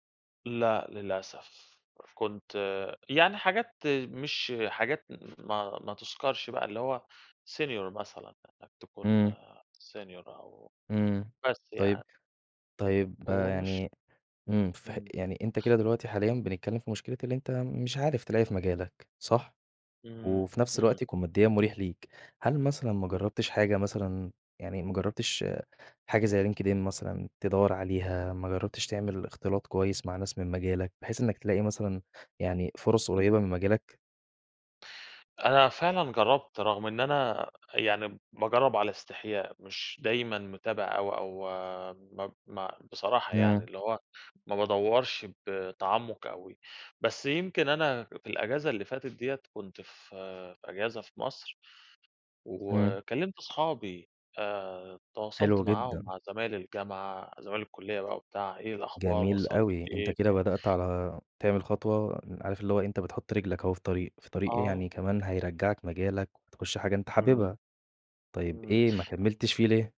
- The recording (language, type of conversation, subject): Arabic, advice, إزاي أقدر أتعامل مع إني مكمل في شغل مُرهِق عشان خايف أغيّره؟
- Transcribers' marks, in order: in English: "senior"; in English: "senior"; tapping